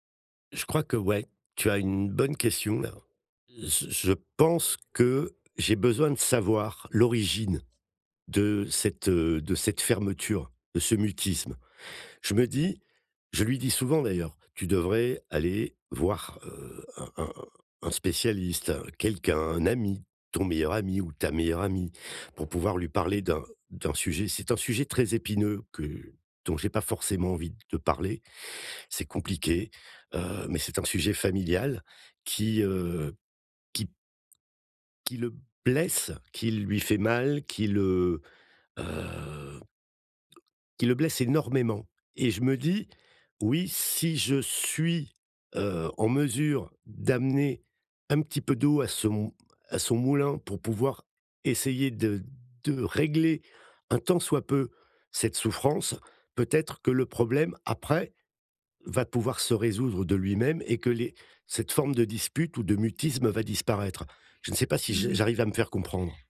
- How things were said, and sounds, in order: stressed: "pense"; stressed: "blesse"
- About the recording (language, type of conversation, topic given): French, advice, Pourquoi avons-nous toujours les mêmes disputes dans notre couple ?